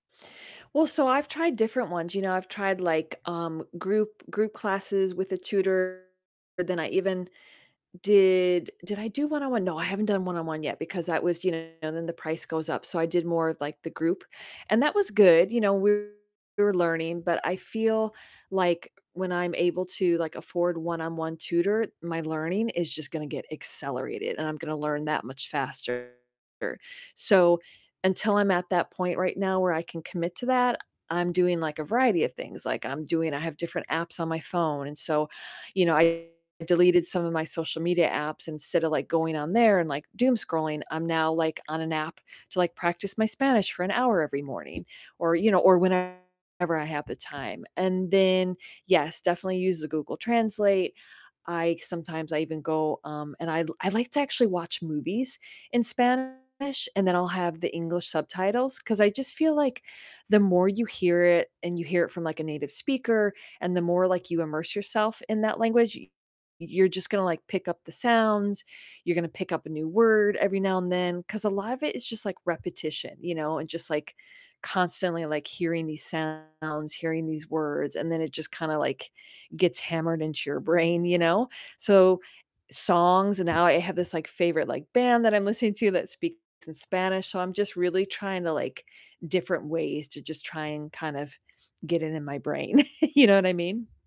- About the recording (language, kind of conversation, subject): English, unstructured, What skill are you learning or planning to start this year?
- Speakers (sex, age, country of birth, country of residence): female, 50-54, United States, United States; male, 35-39, United States, United States
- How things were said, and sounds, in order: distorted speech; other background noise; laughing while speaking: "brain"; chuckle